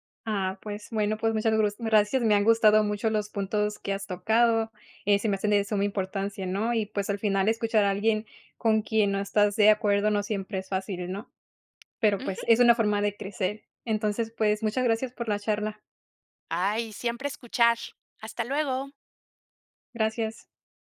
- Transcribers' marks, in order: tapping
- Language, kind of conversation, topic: Spanish, podcast, ¿Cómo sueles escuchar a alguien que no está de acuerdo contigo?